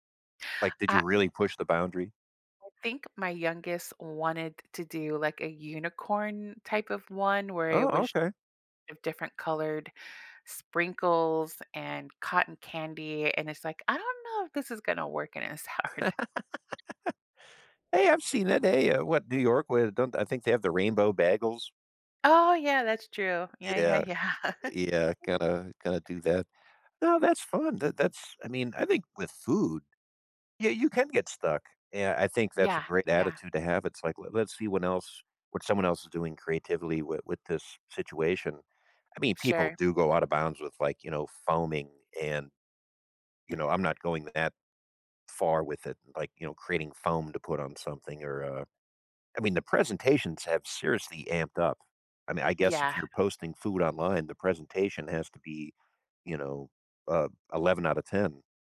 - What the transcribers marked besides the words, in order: laughing while speaking: "sourdough"; laugh; laughing while speaking: "yeah"; laugh
- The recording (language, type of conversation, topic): English, unstructured, How can one get creatively unstuck when every idea feels flat?